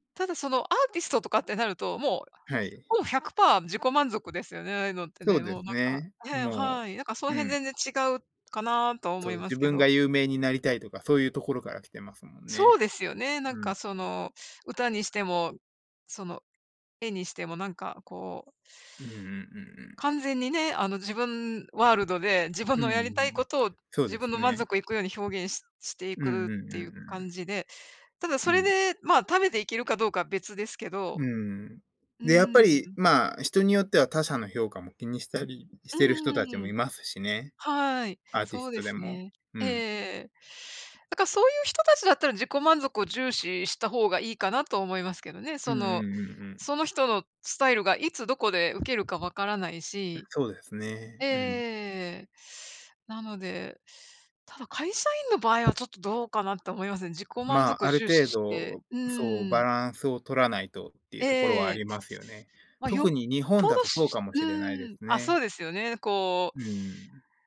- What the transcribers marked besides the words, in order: other background noise; tapping
- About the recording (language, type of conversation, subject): Japanese, unstructured, 自己満足と他者からの評価のどちらを重視すべきだと思いますか？